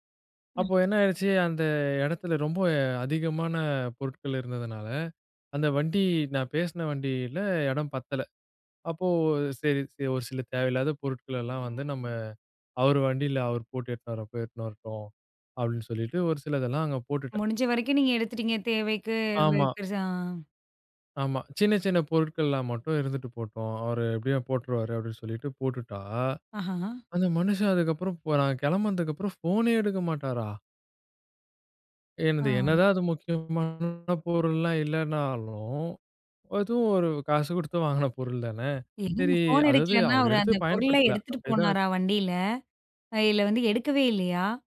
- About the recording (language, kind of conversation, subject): Tamil, podcast, நண்பர் மீது வைத்த நம்பிக்கை குலைந்தபோது நீங்கள் என்ன செய்தீர்கள்?
- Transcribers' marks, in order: other background noise